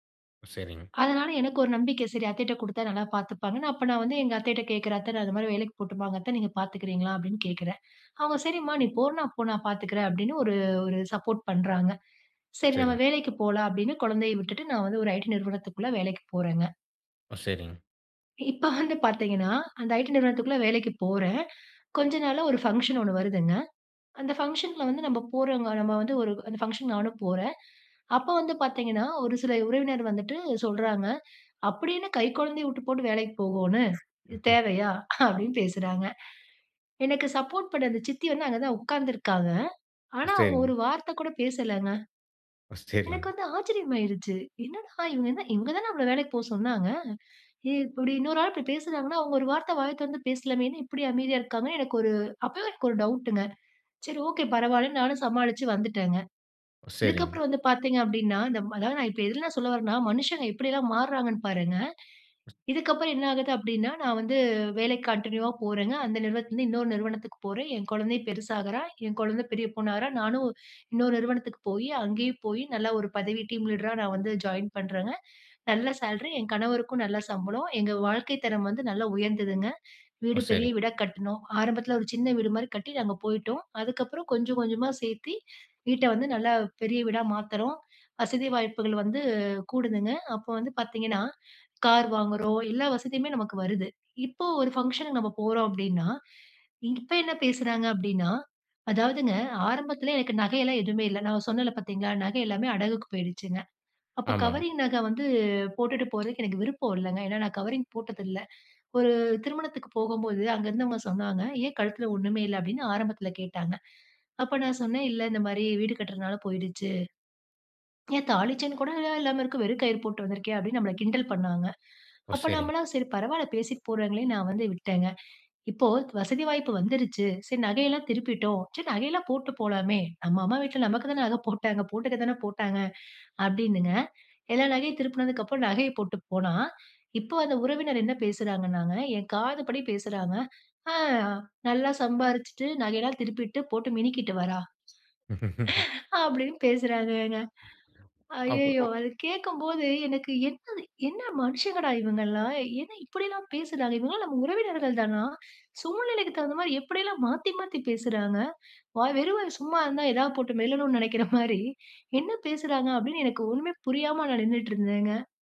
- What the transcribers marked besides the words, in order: in English: "சப்போர்ட்"; in English: "ஃபங்க்ஷன்"; in English: "ஃபங்ஷன்ல"; in English: "ஃபங்ஷன்"; chuckle; laughing while speaking: "அப்டீன்னு பேசுறாங்க"; in English: "சப்போர்ட்"; other background noise; in English: "கன்டினியுவா"; in English: "டீம் லீடரா"; in English: "சேலரி"; in English: "ஃபங்ஷனுக்கு"; chuckle; laughing while speaking: "அப்டீன்னு பேசுறாங்கங்க. ஐயய்யோ!"; chuckle
- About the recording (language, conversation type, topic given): Tamil, podcast, மாறுதல் ஏற்பட்டபோது உங்கள் உறவுகள் எவ்வாறு பாதிக்கப்பட்டன?